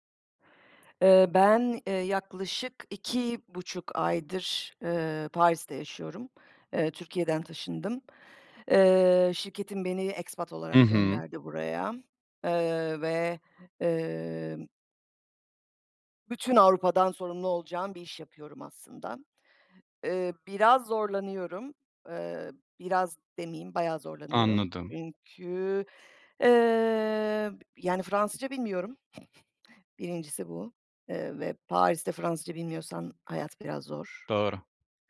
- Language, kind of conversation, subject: Turkish, advice, Yeni bir yerde kendimi nasıl daha çabuk ait hissedebilirim?
- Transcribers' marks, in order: in English: "expat"; snort